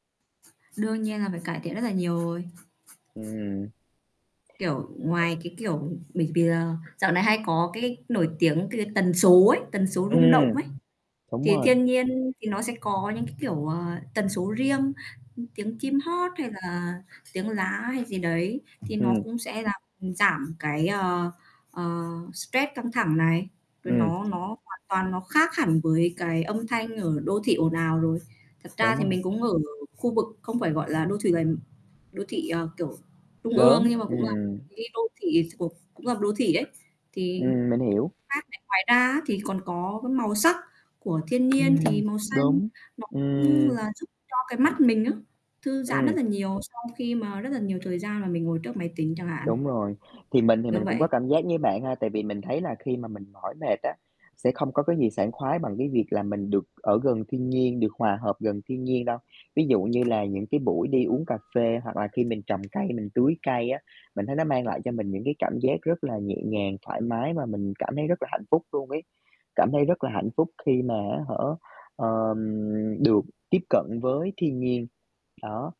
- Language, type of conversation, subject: Vietnamese, unstructured, Bạn có thấy thiên nhiên giúp bạn giảm căng thẳng không?
- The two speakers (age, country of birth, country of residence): 25-29, Vietnam, Vietnam; 25-29, Vietnam, Vietnam
- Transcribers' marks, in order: other background noise; static; tapping; other street noise; distorted speech